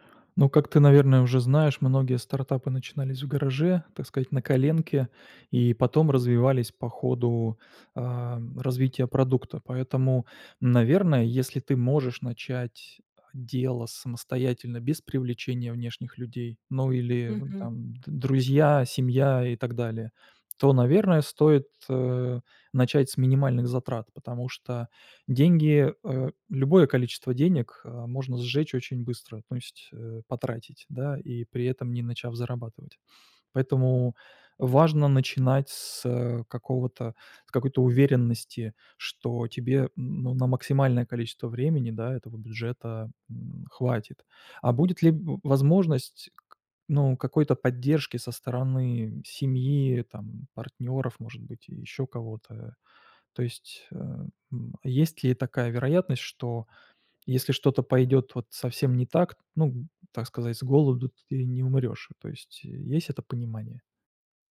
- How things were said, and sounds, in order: none
- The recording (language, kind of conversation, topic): Russian, advice, Какие сомнения у вас возникают перед тем, как уйти с работы ради стартапа?